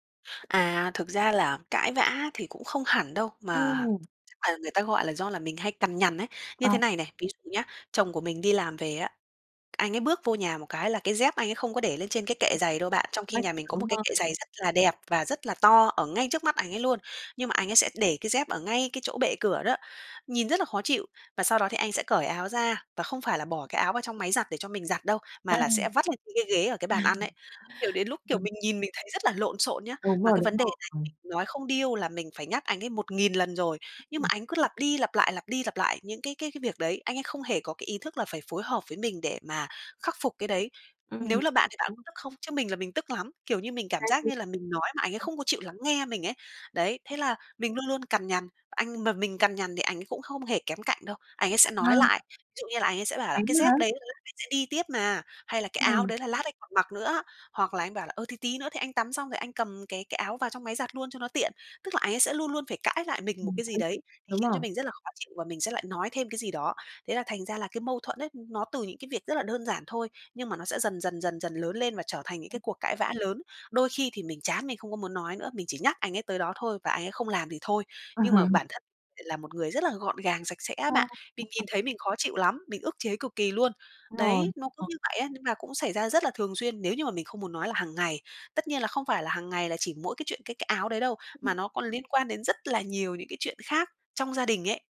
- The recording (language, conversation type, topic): Vietnamese, advice, Làm sao để chấm dứt những cuộc cãi vã lặp lại về việc nhà và phân chia trách nhiệm?
- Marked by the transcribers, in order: other background noise; tapping; laughing while speaking: "À"; laugh